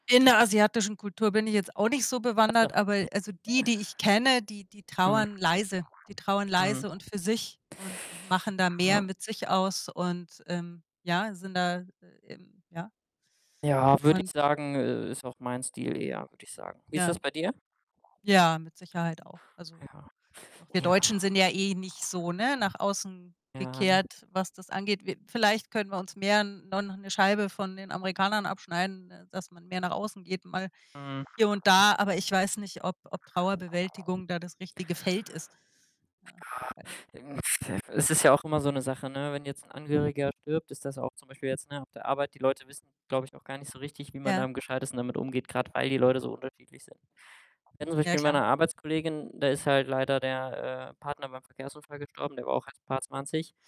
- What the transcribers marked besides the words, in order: other background noise; distorted speech; unintelligible speech; background speech
- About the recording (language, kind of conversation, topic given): German, unstructured, Findest du, dass Trauer eher öffentlich gezeigt werden sollte oder lieber privat bleibt?